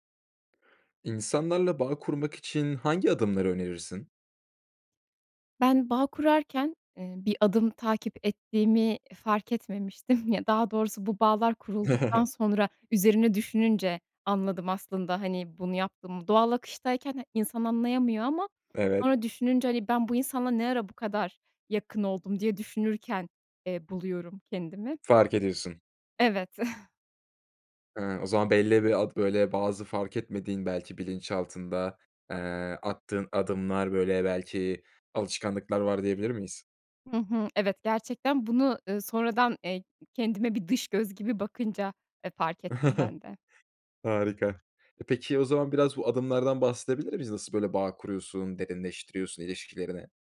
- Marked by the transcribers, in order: snort; chuckle; other background noise; chuckle; chuckle
- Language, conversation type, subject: Turkish, podcast, İnsanlarla bağ kurmak için hangi adımları önerirsin?